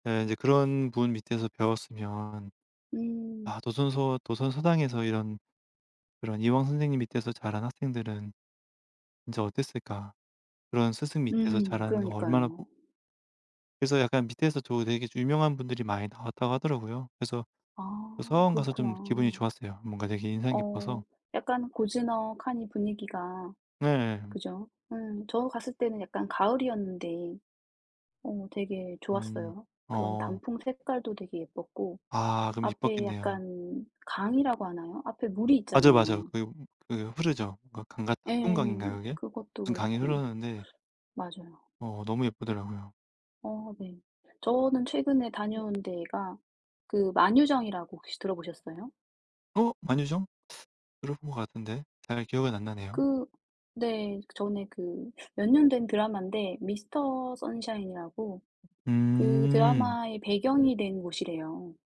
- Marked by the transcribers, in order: other background noise; teeth sucking
- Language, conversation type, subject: Korean, unstructured, 역사적인 장소를 방문해 본 적이 있나요? 그중에서 무엇이 가장 기억에 남았나요?